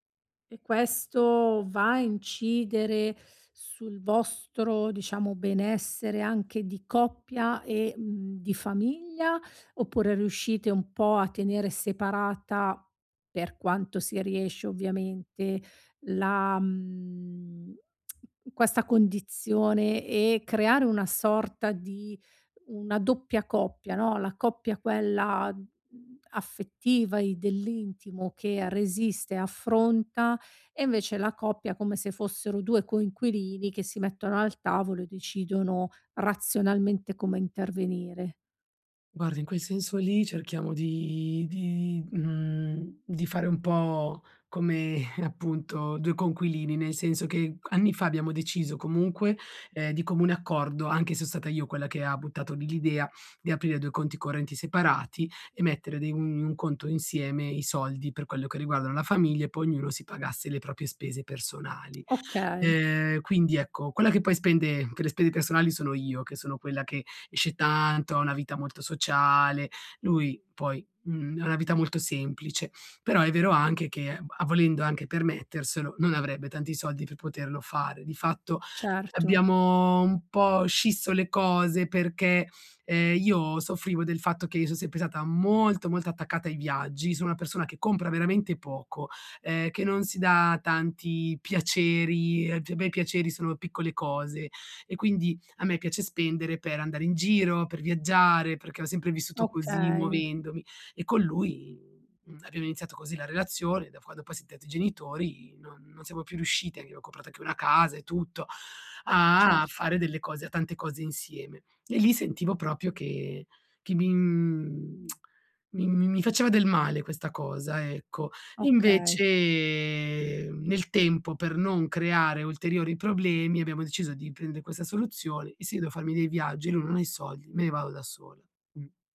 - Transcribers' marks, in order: chuckle; "proprie" said as "propie"; stressed: "molto"; "diventati" said as "ntati"; other background noise; "proprio" said as "propio"; tsk
- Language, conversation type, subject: Italian, advice, Come posso parlare di soldi con la mia famiglia?